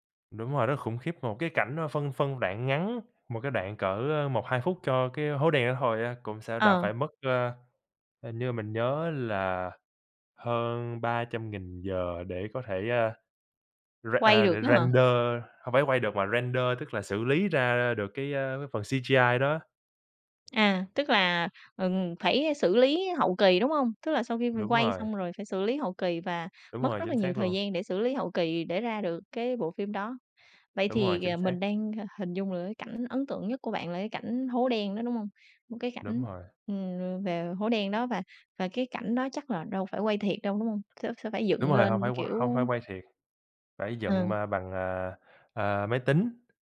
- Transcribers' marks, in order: in English: "render"; in English: "render"; in English: "C-G-I"; tapping; other background noise
- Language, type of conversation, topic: Vietnamese, unstructured, Phim nào khiến bạn nhớ mãi không quên?